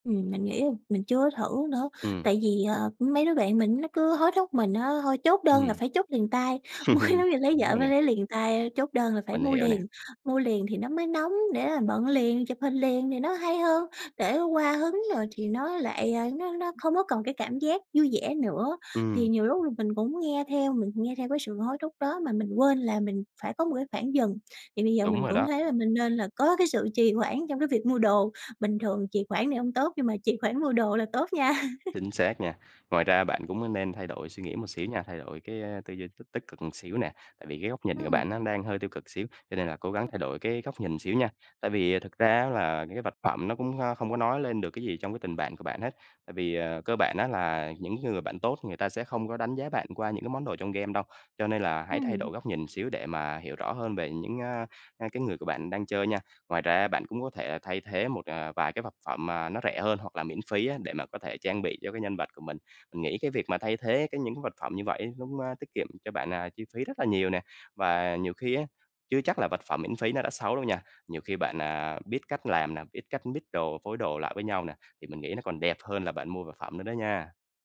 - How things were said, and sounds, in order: chuckle; laughing while speaking: "mới"; other background noise; laughing while speaking: "nha"; chuckle; tapping; in English: "mix"
- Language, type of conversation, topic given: Vietnamese, advice, Bạn có thường bị ảnh hưởng bởi bạn bè mà mua theo để hòa nhập với mọi người không?